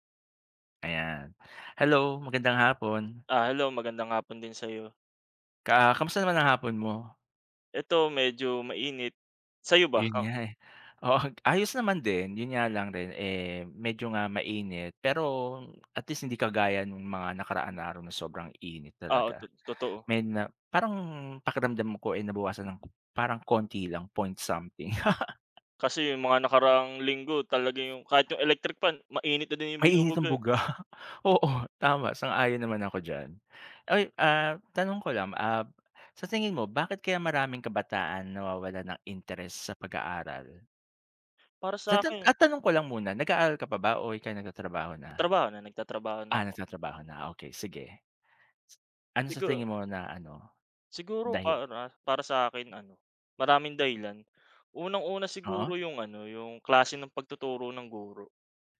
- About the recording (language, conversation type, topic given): Filipino, unstructured, Bakit kaya maraming kabataan ang nawawalan ng interes sa pag-aaral?
- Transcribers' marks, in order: laughing while speaking: "Ayun nga, eh. Oo"; drawn out: "pero"; tapping; laugh; other background noise; laughing while speaking: "buga?"